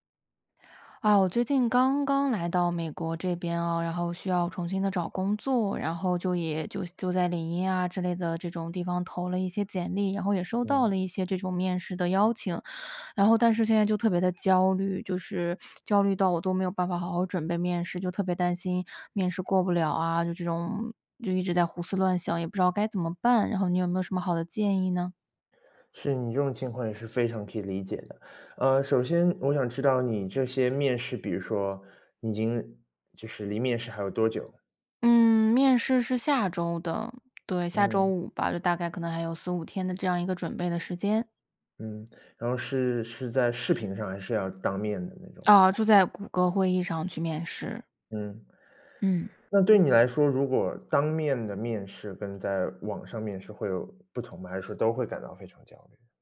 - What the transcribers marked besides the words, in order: tapping
- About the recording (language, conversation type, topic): Chinese, advice, 你在面试或公开演讲前为什么会感到强烈焦虑？